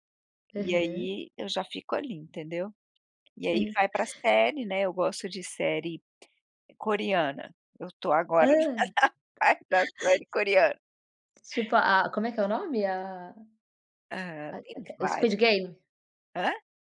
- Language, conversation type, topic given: Portuguese, podcast, Como você define um dia perfeito de descanso em casa?
- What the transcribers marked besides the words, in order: laughing while speaking: "na fase da série coreana"